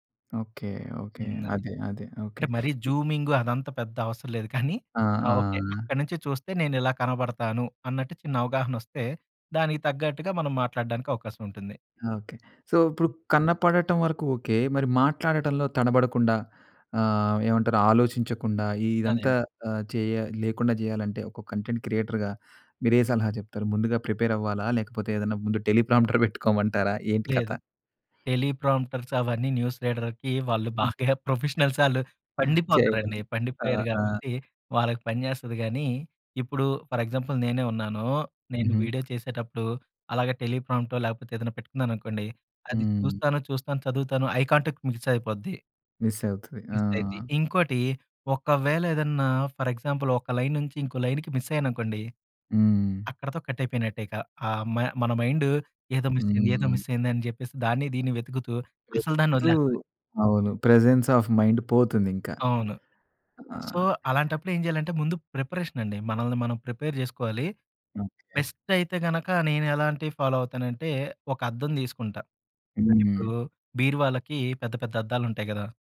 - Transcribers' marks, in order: tapping; other background noise; in English: "సో"; in English: "కంటెంట్ క్రియేటర్‌గా"; in English: "టెలీ ప్రాంప్టర్"; giggle; in English: "టెలీ ప్రాంప్టర్స్"; in English: "న్యూస్ రీడర్‌కి"; giggle; other noise; giggle; in English: "ఫర్ ఎగ్జాంపుల్"; in English: "వీడియో"; in English: "ఐ కాంటాక్ట్ మిస్"; in English: "మిస్"; in English: "మిస్"; in English: "ఫర్ ఎగ్జాంపుల్"; in English: "లైన్"; in English: "లైన్‌కి"; in English: "మిస్"; in English: "మిస్"; in English: "ప్రెజెన్స్ ఆఫ్ మైండ్"; in English: "సో"; in English: "ప్రిపేర్"; in English: "ఫాలో"
- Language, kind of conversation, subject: Telugu, podcast, కెమెరా ముందు ఆత్మవిశ్వాసంగా కనిపించేందుకు సులభమైన చిట్కాలు ఏమిటి?